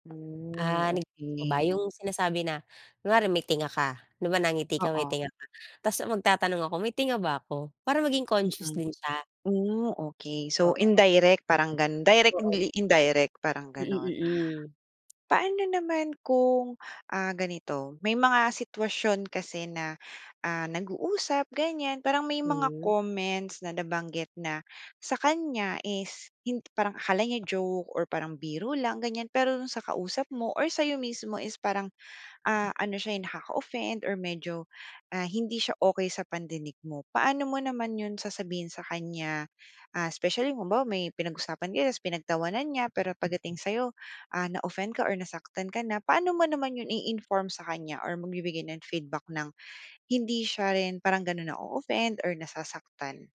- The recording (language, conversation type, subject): Filipino, podcast, Paano ka nagbibigay ng puna nang hindi nakakasakit?
- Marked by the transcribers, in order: in English: "conscious"; gasp